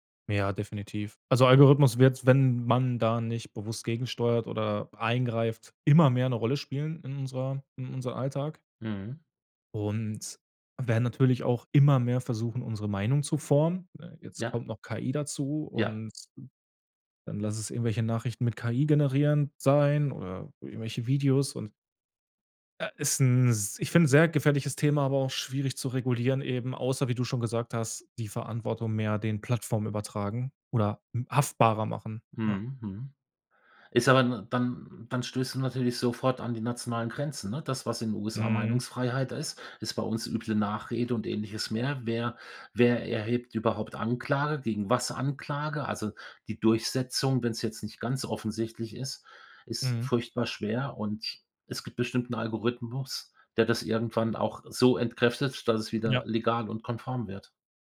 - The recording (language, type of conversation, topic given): German, podcast, Wie können Algorithmen unsere Meinungen beeinflussen?
- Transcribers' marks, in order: none